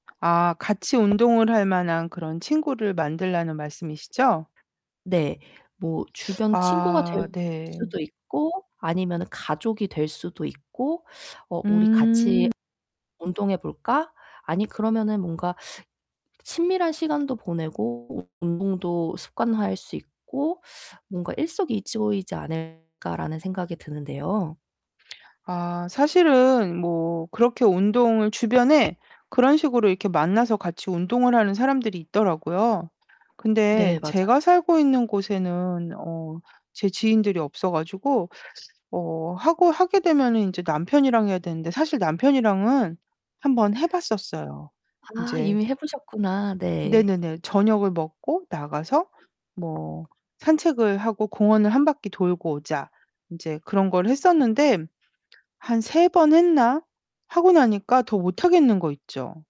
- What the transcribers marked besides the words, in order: tapping; sniff; distorted speech
- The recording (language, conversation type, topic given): Korean, advice, 일상에서 작은 운동 습관을 어떻게 만들 수 있을까요?